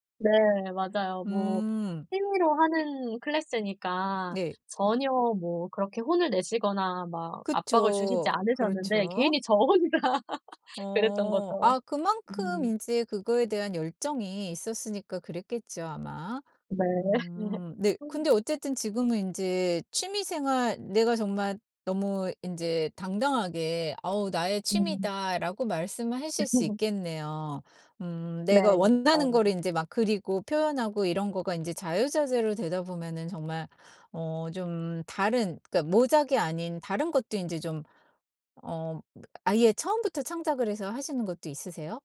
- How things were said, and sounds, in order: other background noise; laughing while speaking: "혼자"; laugh; laughing while speaking: "네"; laugh
- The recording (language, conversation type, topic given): Korean, podcast, 창작을 하면서 내가 성장했다고 느낀 순간은 언제인가요?